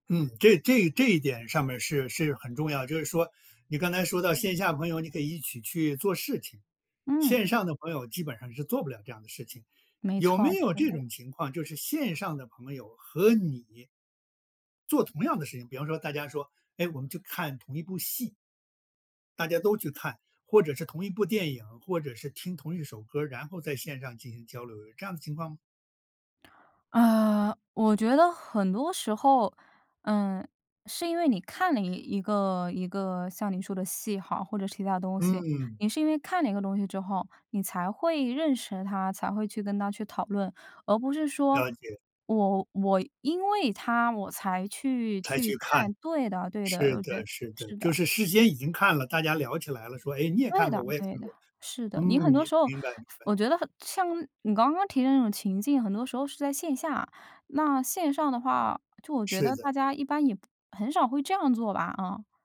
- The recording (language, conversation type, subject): Chinese, podcast, 那你觉得线上交朋友和线下交朋友最大的差别是什么？
- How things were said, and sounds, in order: none